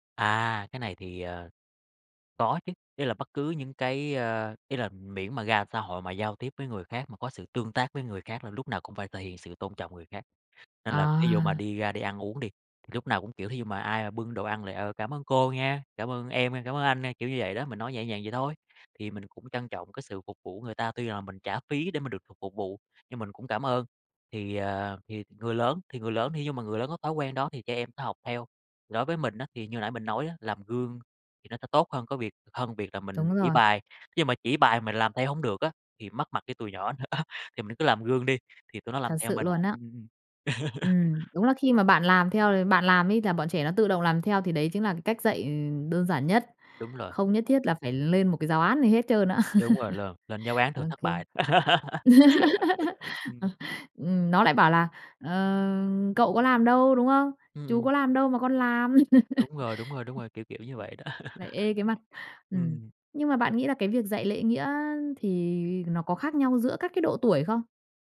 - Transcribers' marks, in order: tapping; laughing while speaking: "nữa"; laugh; laugh; laugh; other background noise; unintelligible speech; laugh
- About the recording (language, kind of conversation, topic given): Vietnamese, podcast, Bạn dạy con về lễ nghĩa hằng ngày trong gia đình như thế nào?